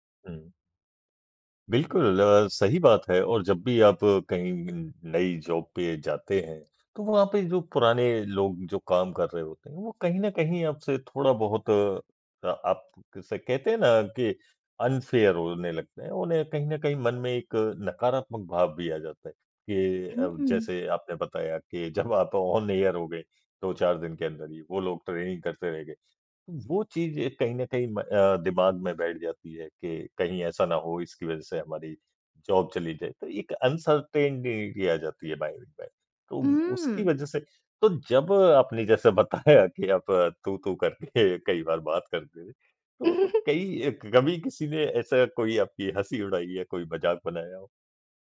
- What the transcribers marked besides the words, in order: in English: "जॉब"; in English: "अनफ़ेयर"; in English: "ऑन एयर"; in English: "ट्रेनिंग"; in English: "जॉब"; in English: "अनसर्टेनिटी"; in English: "माइंड"; laughing while speaking: "बताया कि आप तू-तू करके … मजाक बनाया हो?"; chuckle
- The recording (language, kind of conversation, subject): Hindi, podcast, आपका पहला यादगार रचनात्मक अनुभव क्या था?
- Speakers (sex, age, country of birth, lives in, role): female, 35-39, India, India, guest; male, 40-44, India, India, host